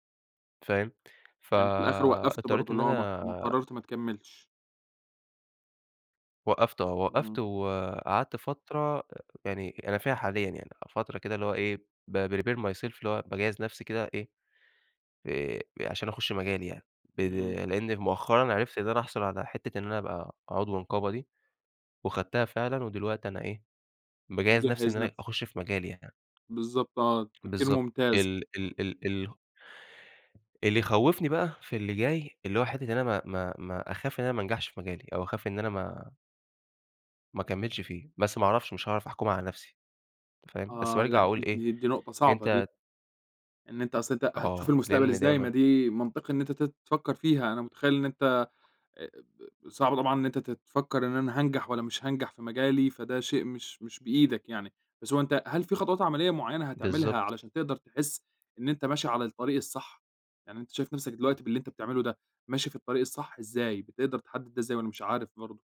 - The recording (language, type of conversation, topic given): Arabic, podcast, بتتعامل إزاي لما تحس إن حياتك مالهاش هدف؟
- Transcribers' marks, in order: in English: "بprepare myself"; other background noise